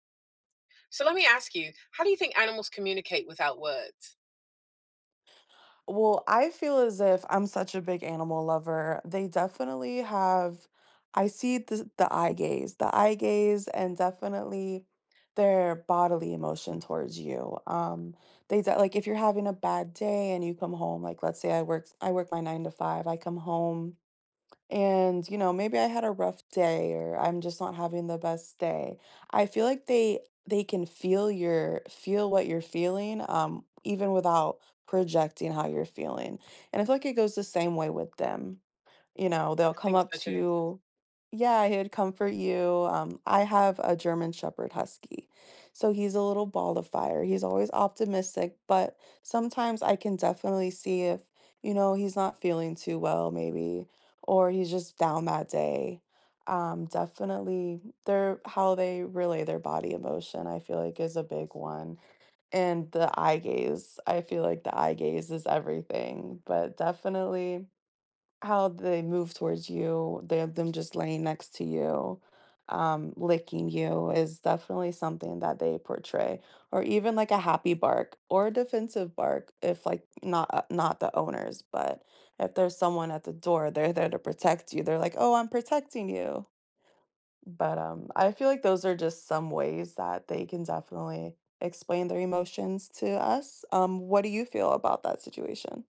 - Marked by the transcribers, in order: other background noise; tapping
- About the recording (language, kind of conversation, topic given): English, unstructured, How do animals communicate without words?
- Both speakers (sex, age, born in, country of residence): female, 30-34, United States, United States; female, 50-54, United States, United States